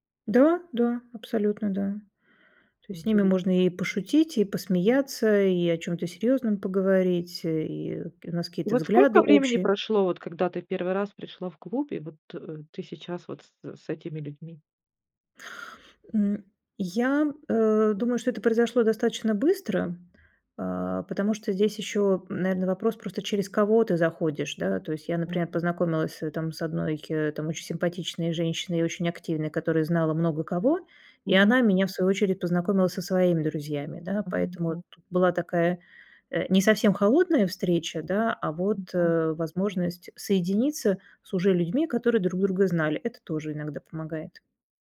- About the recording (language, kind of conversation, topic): Russian, podcast, Как понять, что ты наконец нашёл своё сообщество?
- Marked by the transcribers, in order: none